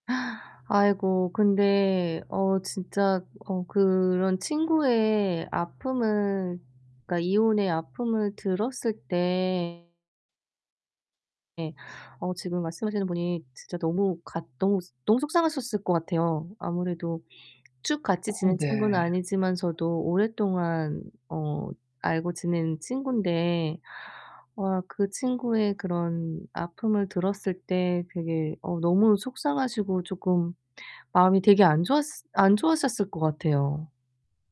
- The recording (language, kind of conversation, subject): Korean, advice, 중요한 생활 변화로 힘든 사람을 정서적으로 어떻게 도와줄 수 있을까요?
- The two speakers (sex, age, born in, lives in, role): female, 40-44, South Korea, United States, advisor; female, 40-44, South Korea, United States, user
- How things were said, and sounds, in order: mechanical hum; gasp; distorted speech